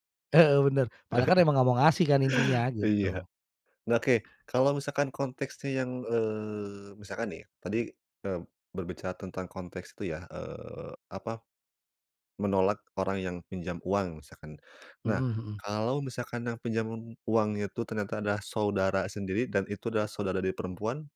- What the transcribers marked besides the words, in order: chuckle
- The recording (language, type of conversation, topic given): Indonesian, podcast, Bagaimana kamu belajar berkata tidak tanpa merasa bersalah?